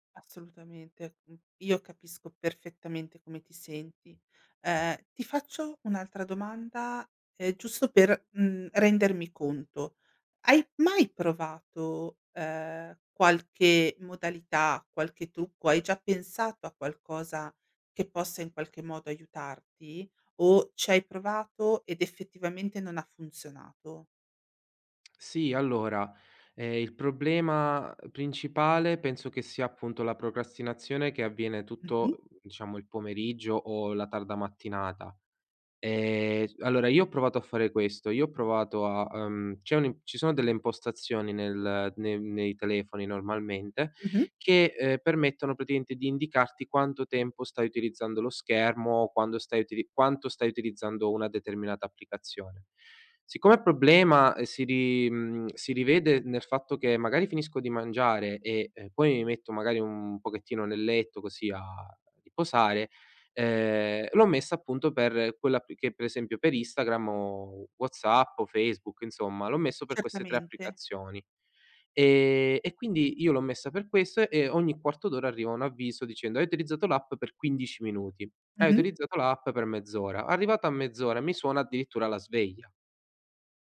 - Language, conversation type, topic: Italian, advice, Perché continuo a procrastinare su compiti importanti anche quando ho tempo disponibile?
- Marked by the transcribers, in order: "c'hai" said as "c'hei"; tapping; "problema" said as "poblema"; "Instagram" said as "Istagram"